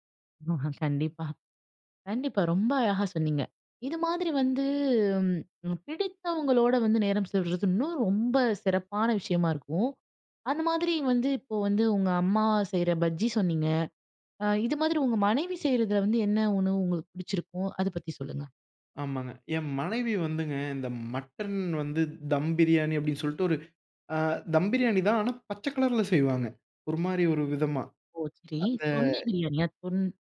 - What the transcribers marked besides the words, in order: chuckle; other background noise
- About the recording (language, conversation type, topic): Tamil, podcast, மழைநாளில் உங்களுக்கு மிகவும் பிடிக்கும் சூடான சிற்றுண்டி என்ன?